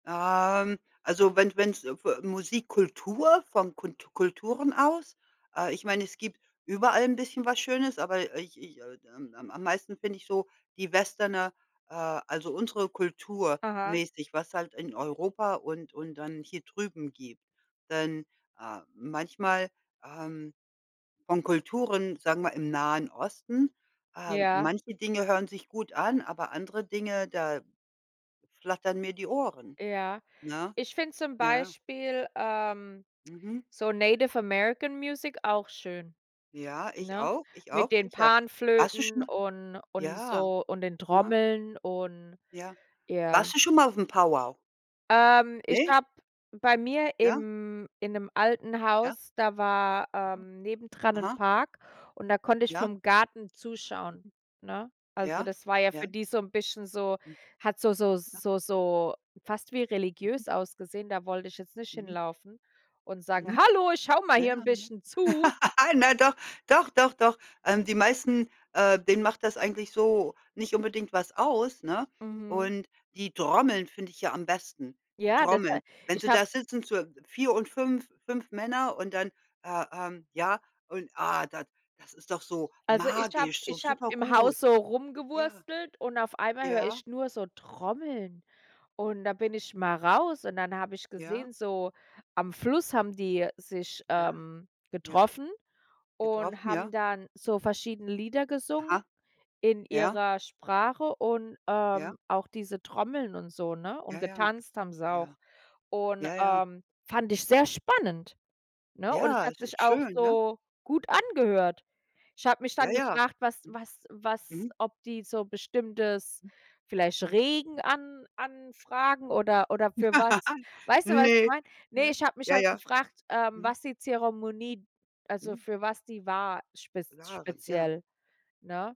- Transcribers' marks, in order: in English: "Native American Music"; laugh; unintelligible speech; other background noise; laugh
- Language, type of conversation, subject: German, unstructured, Welche Rolle spielt Musik in deinem kulturellen Leben?